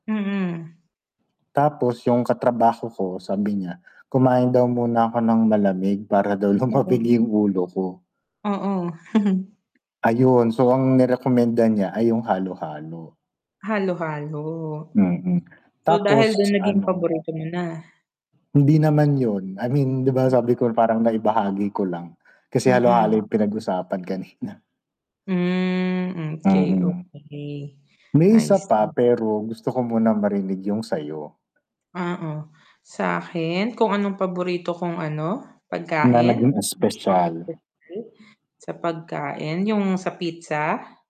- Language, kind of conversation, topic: Filipino, unstructured, Anong pagkain ang palaging nagpapasaya sa iyo?
- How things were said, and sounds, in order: static; laughing while speaking: "lumamig"; distorted speech; chuckle; tapping; unintelligible speech